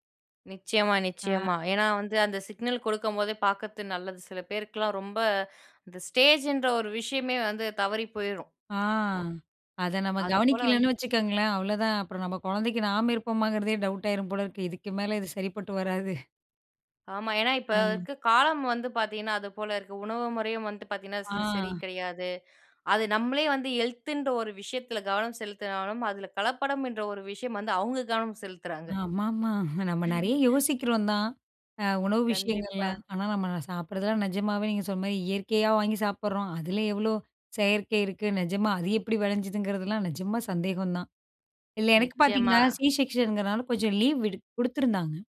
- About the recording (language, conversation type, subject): Tamil, podcast, உடல் சோர்வு ஏற்பட்டால் வேலையை நிறுத்தி ஓய்வெடுப்பதா என்பதை எப்படி முடிவெடுக்கிறீர்கள்?
- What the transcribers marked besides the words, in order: other noise; drawn out: "ஆ"; chuckle; chuckle; other background noise; in English: "சி செக்க்ஷன்"